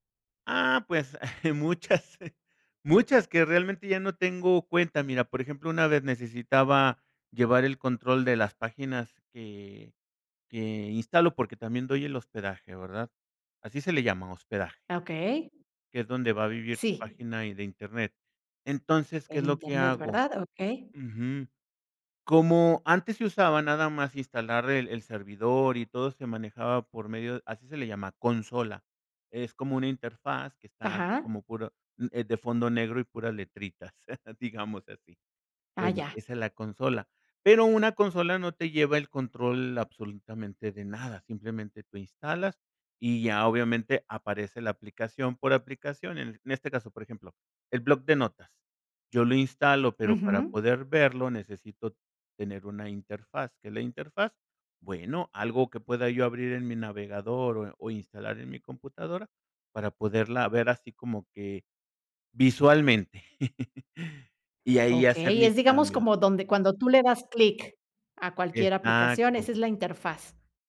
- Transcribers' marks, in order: giggle; laughing while speaking: "muchas"; tapping; other background noise; chuckle; laugh
- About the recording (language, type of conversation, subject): Spanish, podcast, ¿Qué técnicas sencillas recomiendas para experimentar hoy mismo?